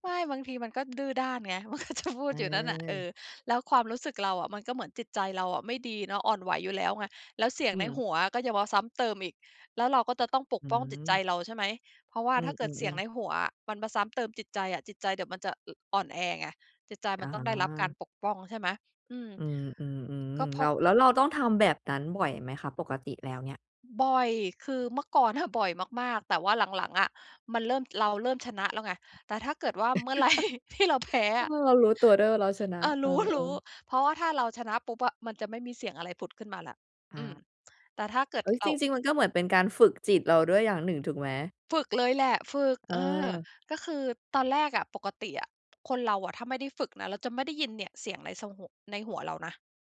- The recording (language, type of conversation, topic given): Thai, podcast, คุณจัดการกับเสียงในหัวที่เป็นลบอย่างไร?
- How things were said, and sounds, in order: laughing while speaking: "มันก็จะพูด"; other background noise; tapping; chuckle; laughing while speaking: "ไรที่เราแพ้อะ"